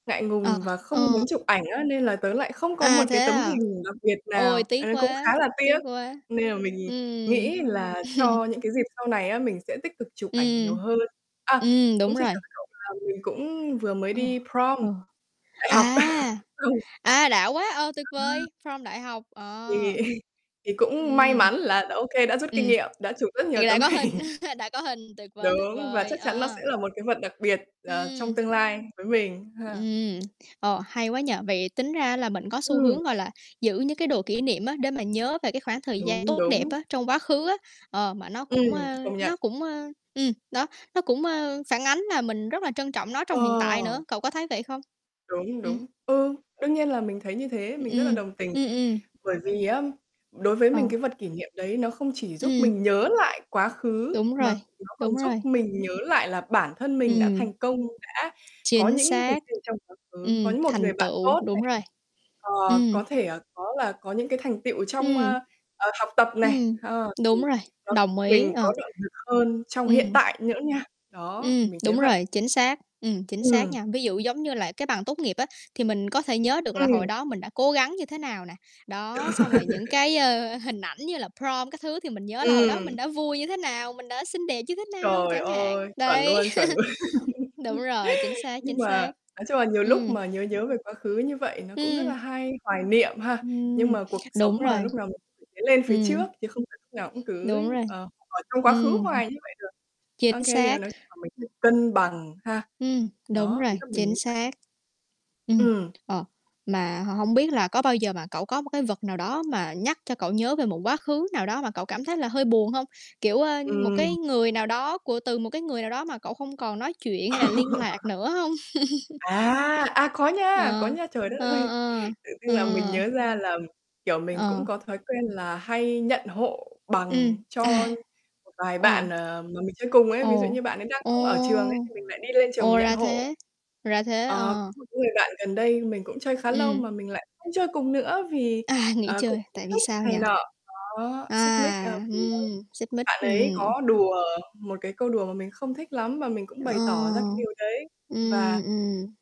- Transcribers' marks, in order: distorted speech; other background noise; tapping; static; chuckle; in English: "prom"; chuckle; in English: "prom"; chuckle; chuckle; laughing while speaking: "hình"; laugh; in English: "prom"; laughing while speaking: "luôn"; laugh; laughing while speaking: "nào"; laugh; laugh; chuckle; laughing while speaking: "đất ơi"; laughing while speaking: "À"
- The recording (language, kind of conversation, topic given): Vietnamese, unstructured, Bạn đã từng giữ một món đồ kỷ niệm đặc biệt nào chưa?